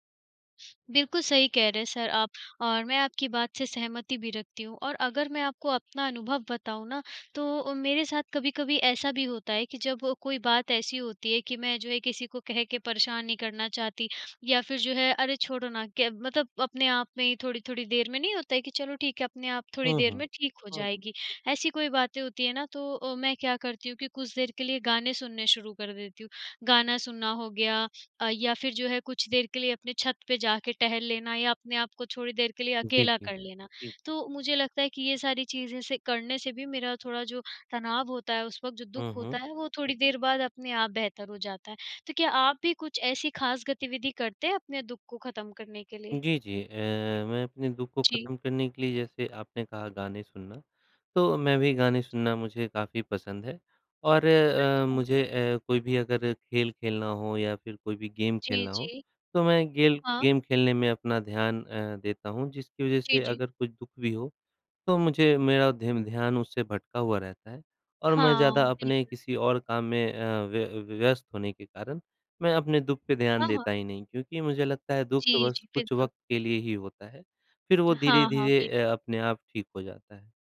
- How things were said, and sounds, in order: tapping; in English: "गेम"; in English: "गेम"
- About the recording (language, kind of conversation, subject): Hindi, unstructured, दुख के समय खुद को खुश रखने के आसान तरीके क्या हैं?